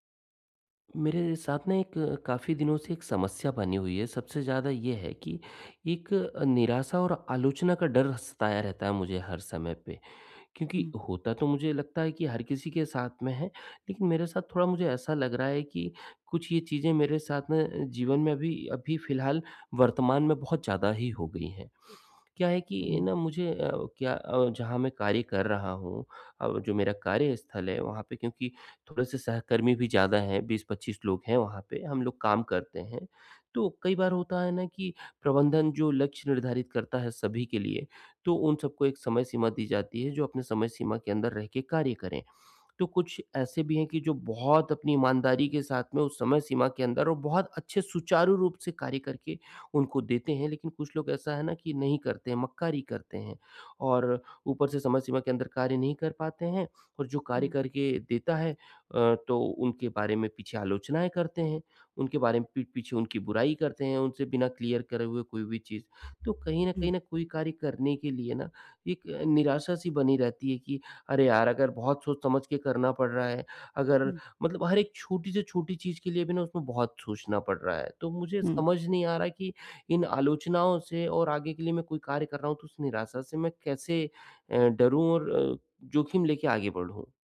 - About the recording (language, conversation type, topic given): Hindi, advice, बाहरी आलोचना के डर से मैं जोखिम क्यों नहीं ले पाता?
- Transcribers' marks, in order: in English: "क्लियर"; other background noise